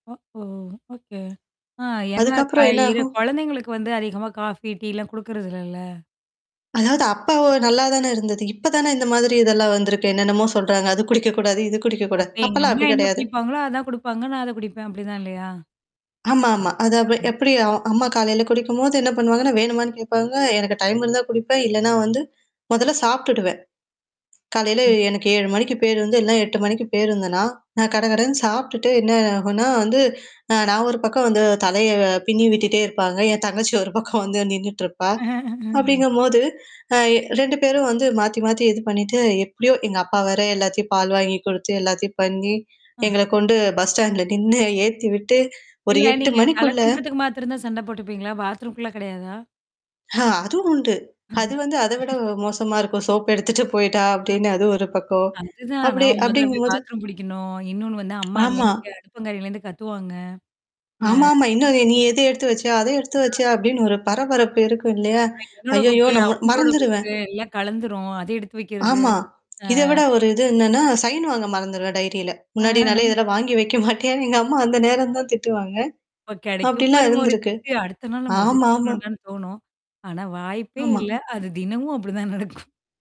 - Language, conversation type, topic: Tamil, podcast, காலை எழுந்ததும் உங்கள் வீட்டில் என்னென்ன நடக்கிறது?
- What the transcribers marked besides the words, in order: static; mechanical hum; bird; tapping; other background noise; other noise; chuckle; laugh; chuckle; laughing while speaking: "சோப்பு எடுத்துட்டு போய்ட்டா"; tongue click; unintelligible speech; distorted speech; in English: "சைன்"; laughing while speaking: "முன்னாடி நாளே இதெல்லாம் வாங்கி வைக்க மாட்டயான்னு, எங்க அம்மா அந்த நேரம் தான் திட்டுவாங்க"; unintelligible speech; laughing while speaking: "அது தினமும் அப்டிதான் நடக்கும்"